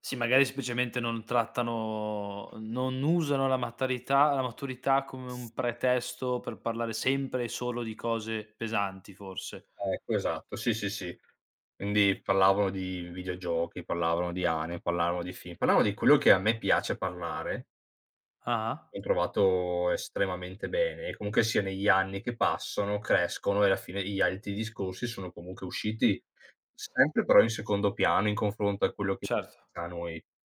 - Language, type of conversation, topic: Italian, podcast, Quale hobby ti ha regalato amici o ricordi speciali?
- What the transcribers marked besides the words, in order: "semplicemente" said as "seplicemente"; other background noise; "Quindi" said as "Indi"; "parlavano" said as "pallavano"; "parlavano" said as "pallavano"; "comunque" said as "comunche"; "comunque" said as "comunche"; unintelligible speech